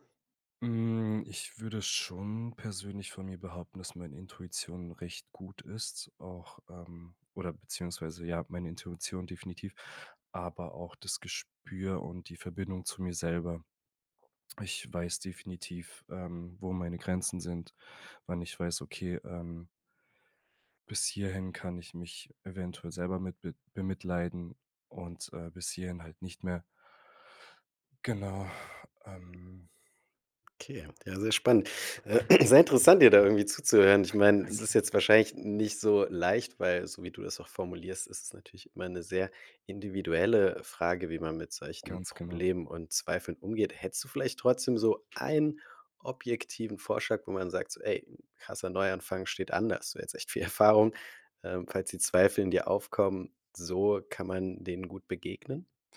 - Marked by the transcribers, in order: other background noise; throat clearing; laughing while speaking: "Erfahrung"
- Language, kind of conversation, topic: German, podcast, Wie gehst du mit Zweifeln bei einem Neuanfang um?